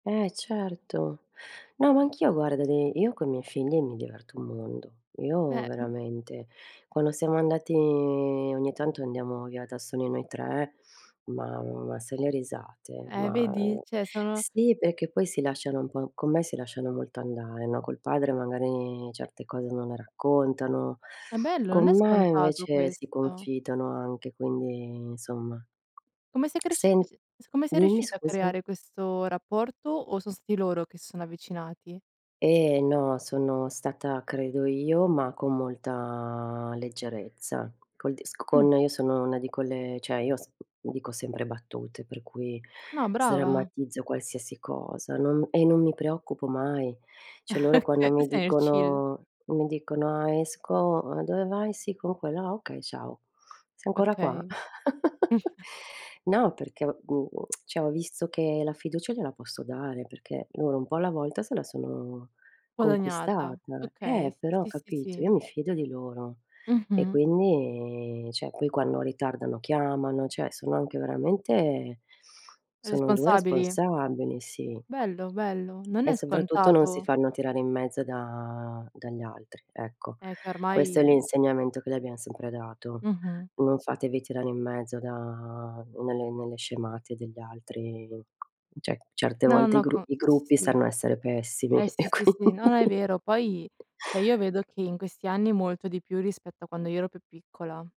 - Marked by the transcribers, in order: "Cioè" said as "ceh"; other background noise; tapping; chuckle; laughing while speaking: "Okay"; in English: "chill"; chuckle; giggle; tsk; "cioè" said as "ceh"; "cioè" said as "ceh"; laughing while speaking: "E quindi"
- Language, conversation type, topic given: Italian, unstructured, Cosa ti piace fare quando sei in compagnia?